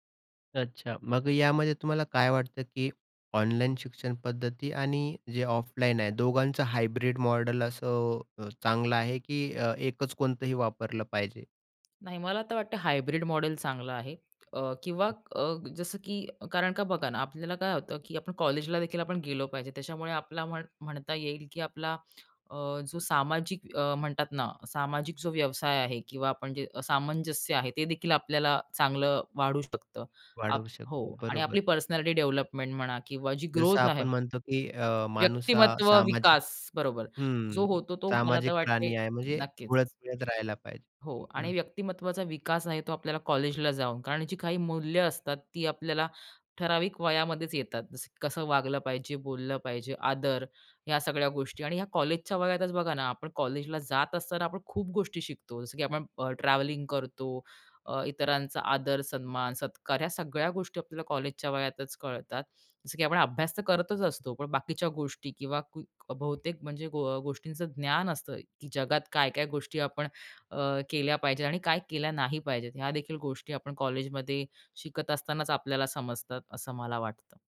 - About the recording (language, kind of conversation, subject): Marathi, podcast, ऑनलाइन शिक्षणाचा तुम्हाला कसा अनुभव आला?
- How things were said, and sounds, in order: other background noise; tapping; in English: "हायब्रिड"; in English: "हायब्रिड"; in English: "पर्सनॅलिटी"; other noise